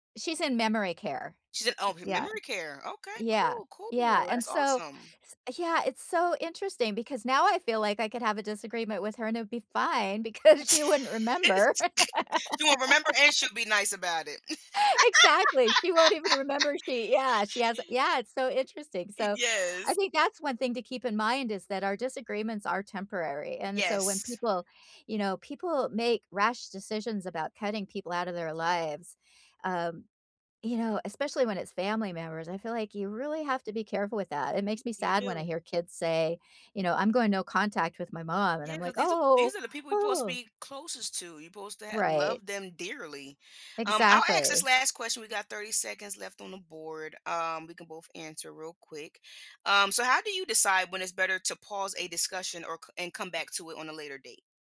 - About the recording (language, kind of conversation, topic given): English, unstructured, How do you handle disagreements with family without causing a fight?
- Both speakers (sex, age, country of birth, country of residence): female, 25-29, United States, United States; female, 60-64, United States, United States
- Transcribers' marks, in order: laugh; laughing while speaking: "because"; laugh; laugh; "ask" said as "aks"